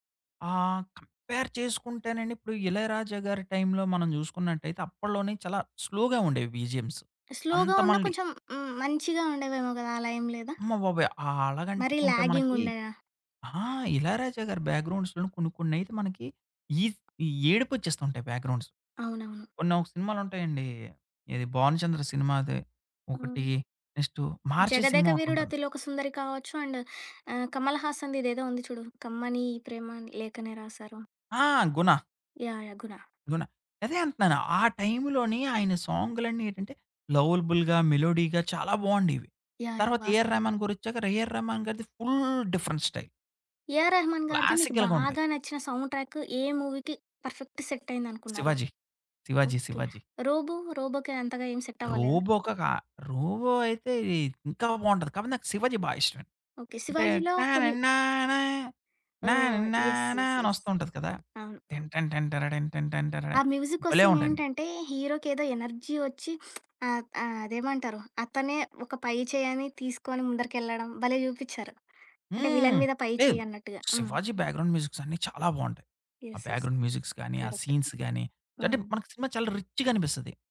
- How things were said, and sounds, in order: other background noise; in English: "కంపేర్"; in English: "స్లోగా"; in English: "బీజేఎమ్స్"; in English: "స్లోగా"; in English: "లాగింగ్"; in English: "బ్యాక్‌గ్రౌండ్స్‌లొ"; tapping; in English: "బ్యాక్‌గ్రౌండ్స్"; in English: "అండ్"; in English: "లవలబుల్‌గా, మెలోడీగా"; in English: "ఫుల్ డిఫరెన్ స్టైల్"; in English: "క్లాసికల్‌గా"; in English: "సౌండ్"; in English: "మూవీకి పర్ఫెక్ట్ సెట్"; in English: "సెట్"; humming a tune; in English: "యెస్, యెస్, యెస్"; humming a tune; in English: "హీరోకి"; in English: "ఎనర్జీ"; sniff; in English: "విలన్"; in English: "బ్యాక్‌గ్రౌండ్ మ్యూజిక్స్"; in English: "బ్యాక్‌గ్రౌండ్ మ్యూజిక్స్"; in English: "యెస్. యెస్"; in English: "సీన్స్"; in English: "రిచ్‌గా"
- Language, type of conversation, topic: Telugu, podcast, సౌండ్‌ట్రాక్ ఒక సినిమాకు ఎంత ప్రభావం చూపుతుంది?